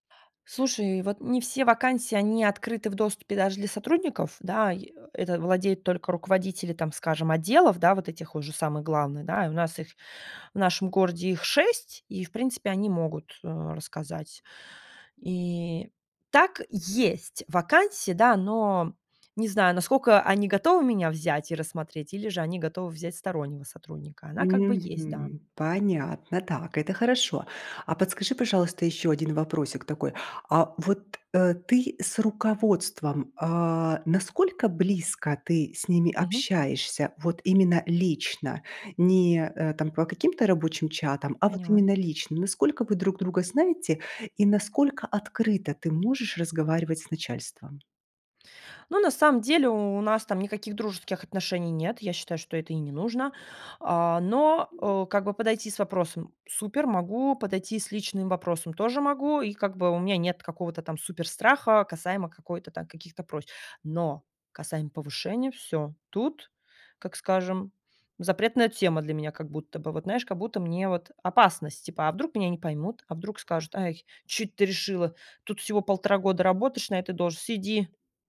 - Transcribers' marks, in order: stressed: "есть"; other background noise; tapping; put-on voice: "Ай, чё эт ты решила? … этой должности - сиди!"
- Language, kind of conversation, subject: Russian, advice, Как попросить у начальника повышения?